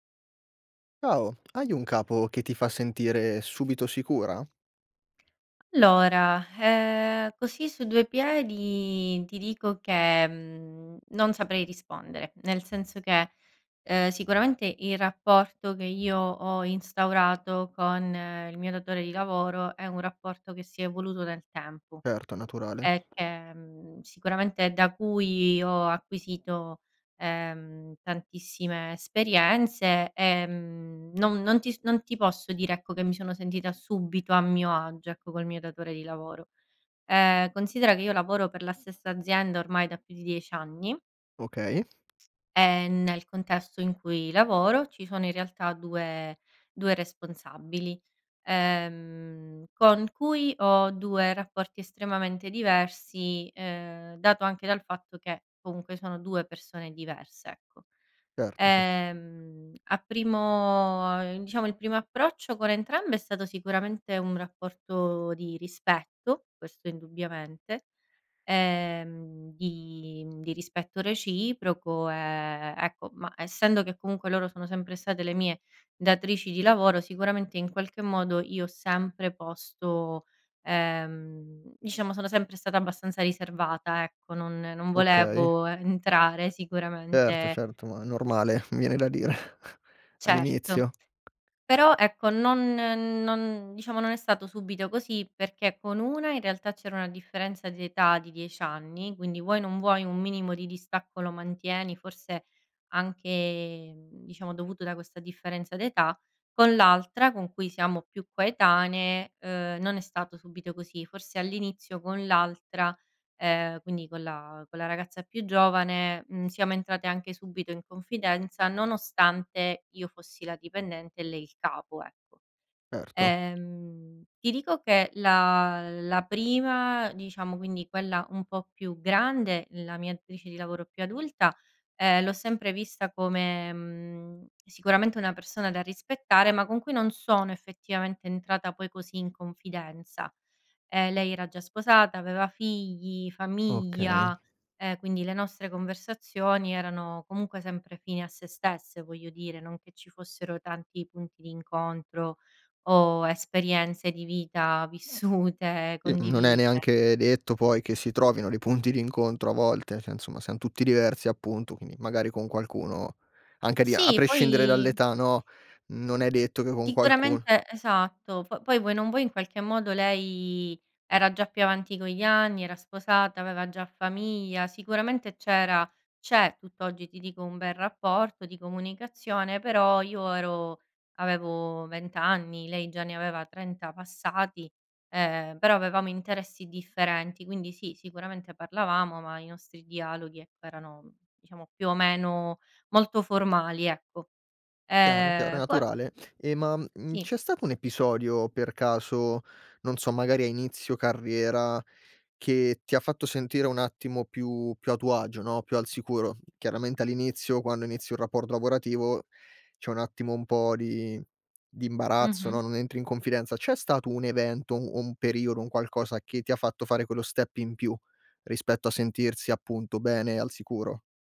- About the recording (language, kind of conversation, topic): Italian, podcast, Hai un capo che ti fa sentire subito sicuro/a?
- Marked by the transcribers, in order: other background noise; tapping; chuckle; laughing while speaking: "vissute"; "cioè" said as "ceh"